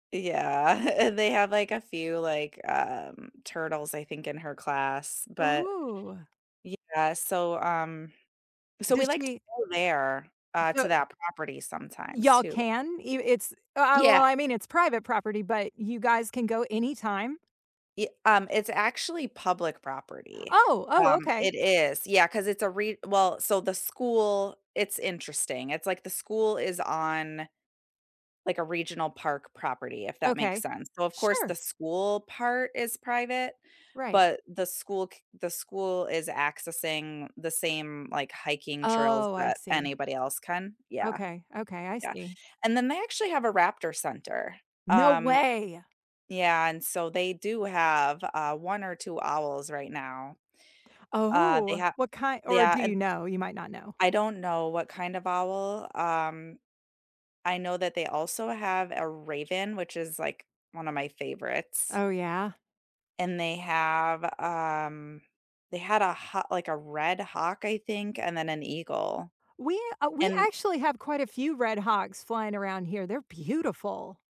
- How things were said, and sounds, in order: chuckle
- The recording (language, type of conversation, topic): English, unstructured, What are your favorite ways to experience nature in your city or town, and who joins you?
- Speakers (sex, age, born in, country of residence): female, 40-44, United States, United States; female, 45-49, United States, United States